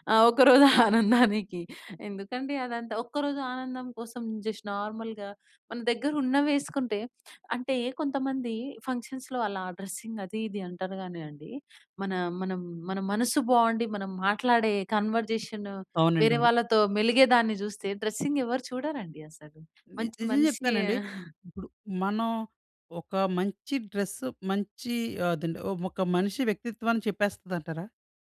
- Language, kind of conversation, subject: Telugu, podcast, ఒక చక్కని దుస్తులు వేసుకున్నప్పుడు మీ రోజు మొత్తం మారిపోయిన అనుభవం మీకు ఎప్పుడైనా ఉందా?
- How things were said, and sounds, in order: laughing while speaking: "ఆనందానికి"; in English: "జస్ట్ నార్మల్‍గా"; in English: "ఫంక్షన్స్‌లో"; in English: "డ్రెస్సింగ్"; other background noise; in English: "డ్రెస్సింగ్"; chuckle